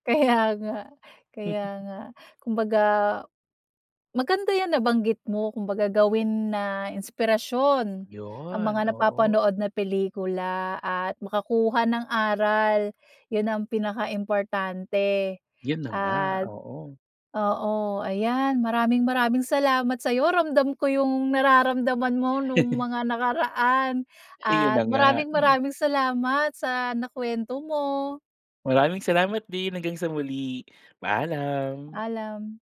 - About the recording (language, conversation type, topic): Filipino, podcast, Ano ang paborito mong pelikula, at bakit ito tumatak sa’yo?
- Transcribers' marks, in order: laughing while speaking: "Kaya nga"; chuckle; gasp; gasp; chuckle; gasp; gasp